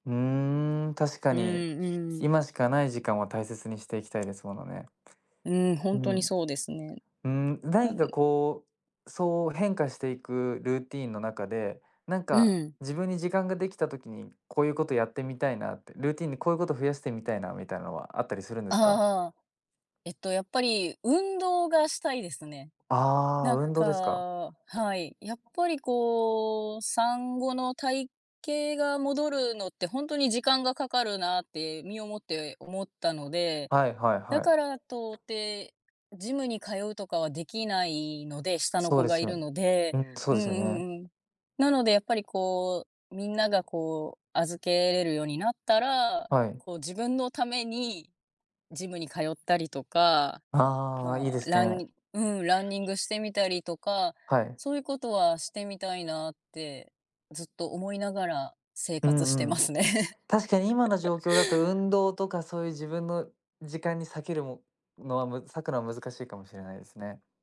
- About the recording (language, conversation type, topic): Japanese, podcast, あなたの朝の習慣はどんな感じですか？
- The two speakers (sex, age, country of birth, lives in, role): female, 25-29, Japan, Japan, guest; male, 20-24, Japan, Japan, host
- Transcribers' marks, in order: background speech; tapping; other background noise; laughing while speaking: "ますね"; chuckle